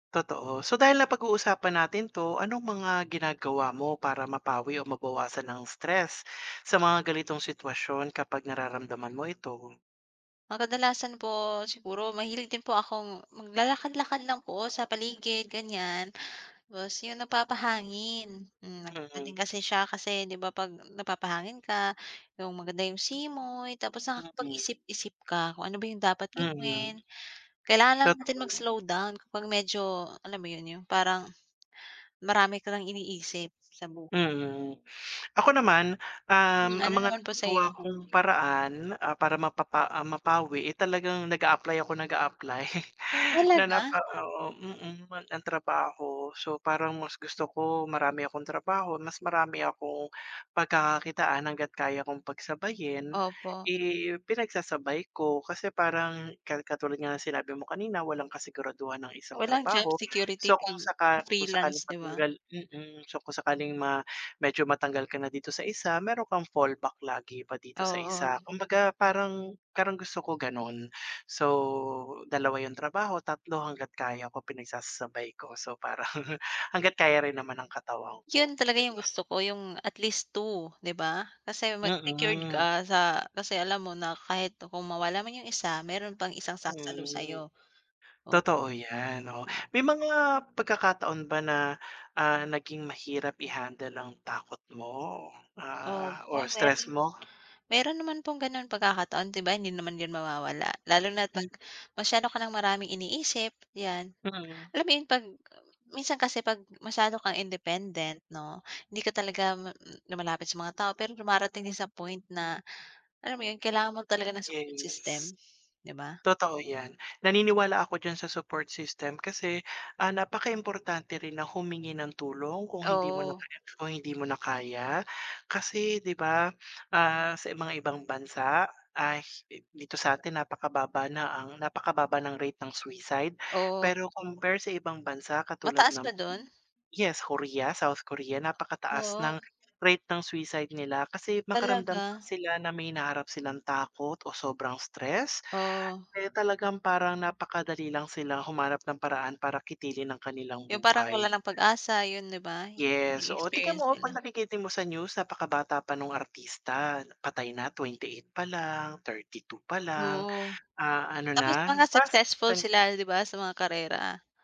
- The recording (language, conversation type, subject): Filipino, unstructured, Paano mo hinaharap ang takot at stress sa araw-araw?
- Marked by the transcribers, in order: other background noise; tapping; background speech; chuckle; chuckle